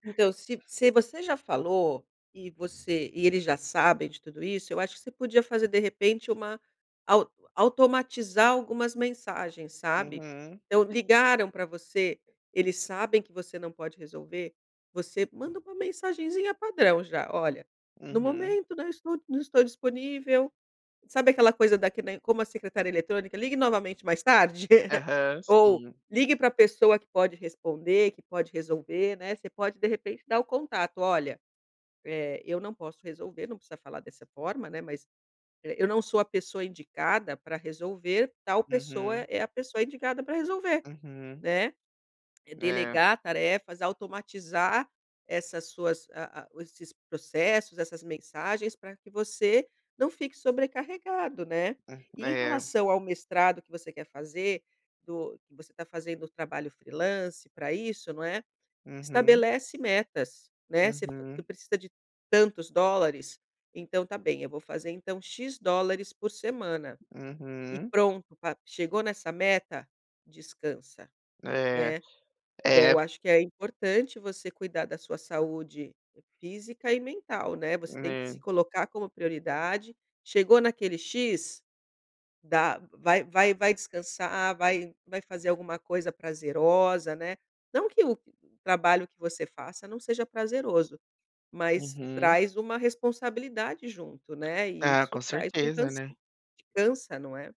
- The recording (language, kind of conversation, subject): Portuguese, advice, Como posso manter o equilíbrio entre o trabalho e a vida pessoal ao iniciar a minha startup?
- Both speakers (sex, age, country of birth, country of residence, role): female, 50-54, Brazil, Portugal, advisor; male, 30-34, Brazil, United States, user
- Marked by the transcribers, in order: chuckle